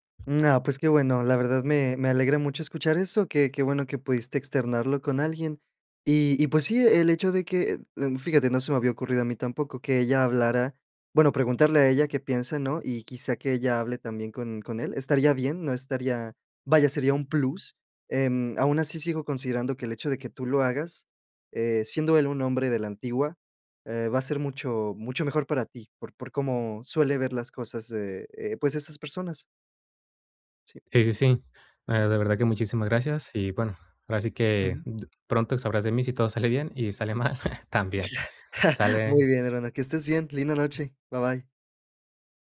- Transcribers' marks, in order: other noise; giggle
- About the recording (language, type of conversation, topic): Spanish, advice, ¿Cómo afecta la presión de tu familia política a tu relación o a tus decisiones?